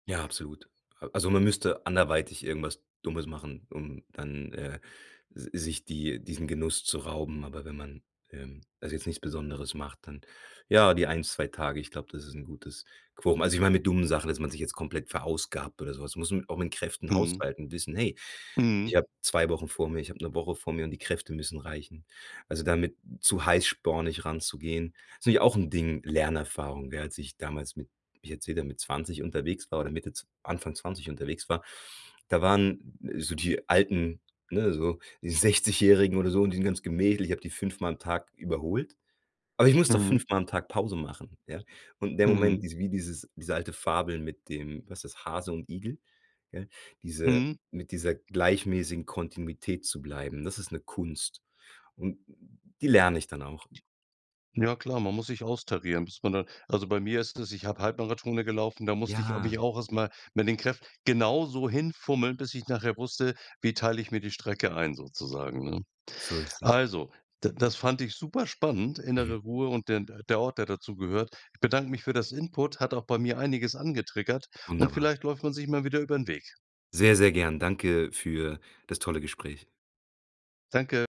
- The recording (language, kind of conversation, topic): German, podcast, Welcher Ort hat dir innere Ruhe geschenkt?
- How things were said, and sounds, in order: unintelligible speech; "Halbmarathons" said as "Halbmarathone"